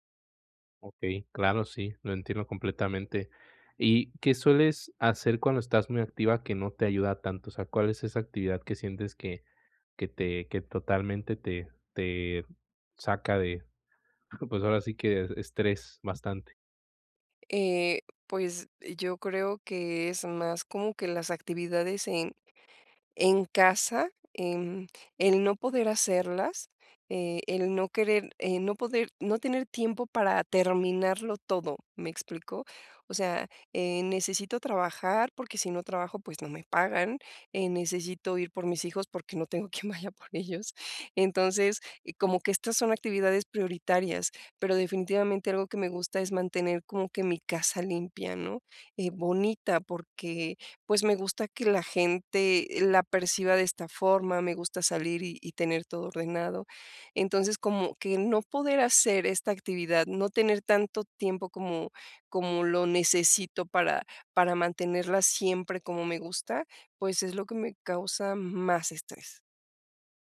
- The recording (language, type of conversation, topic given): Spanish, advice, ¿Cómo puedo relajar el cuerpo y la mente rápidamente?
- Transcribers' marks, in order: laughing while speaking: "quien vaya por ellos"